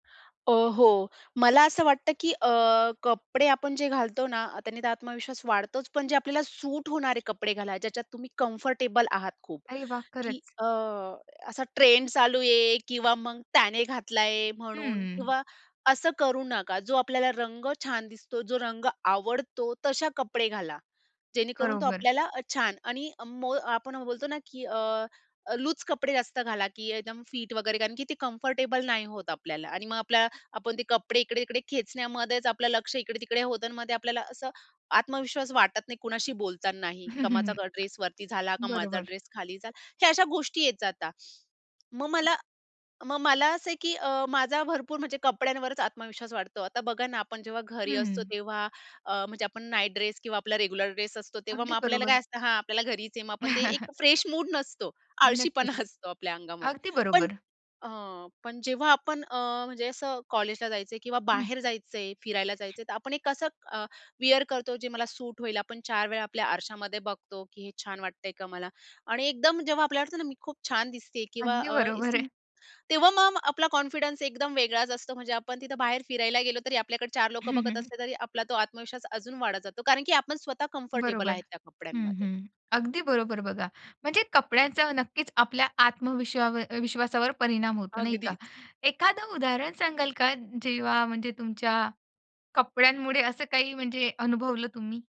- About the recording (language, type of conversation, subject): Marathi, podcast, कपडे घातल्यावर तुमच्या आत्मविश्वासात कसा बदल होतो, असा एखादा अनुभव सांगू शकाल का?
- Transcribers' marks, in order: in English: "कम्फर्टेबल"; tapping; other background noise; other noise; in English: "कम्फर्टेबल"; in English: "रेग्युलर"; in English: "फ्रेश"; laughing while speaking: "आळशीपणा असतो आपल्या अंगामध्ये"; chuckle; in English: "कॉन्फिडन्स"; in English: "कम्फर्टेबल"